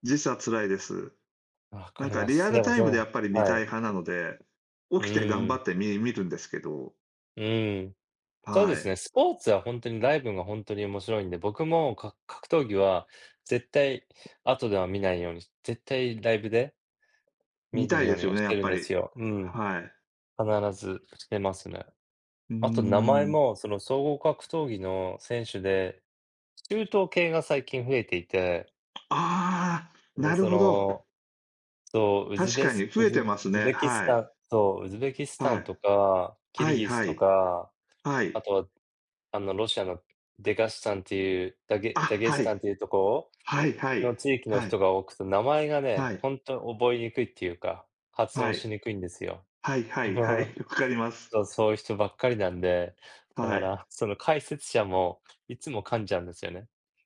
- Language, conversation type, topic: Japanese, unstructured, 趣味が周りの人に理解されないと感じることはありますか？
- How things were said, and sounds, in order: tapping; chuckle